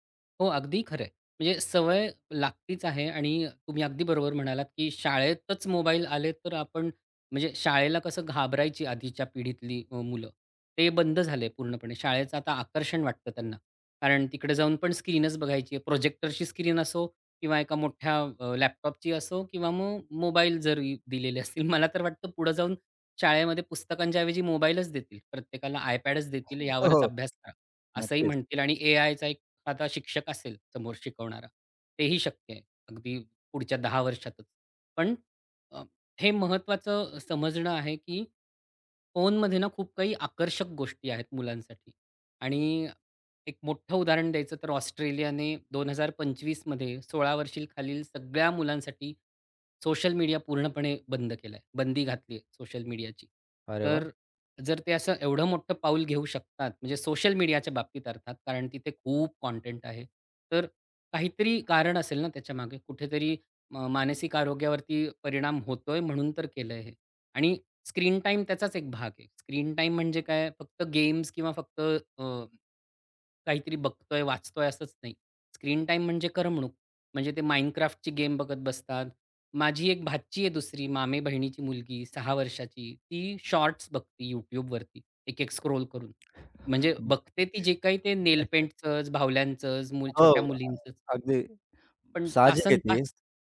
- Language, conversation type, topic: Marathi, podcast, मुलांसाठी स्क्रीनसमोरचा वेळ मर्यादित ठेवण्यासाठी तुम्ही कोणते नियम ठरवता आणि कोणत्या सोप्या टिप्स उपयोगी पडतात?
- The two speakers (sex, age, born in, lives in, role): male, 35-39, India, India, host; male, 40-44, India, India, guest
- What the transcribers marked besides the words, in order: laughing while speaking: "मला तर"; other background noise; in English: "स्क्रॉल"; tapping; other noise; chuckle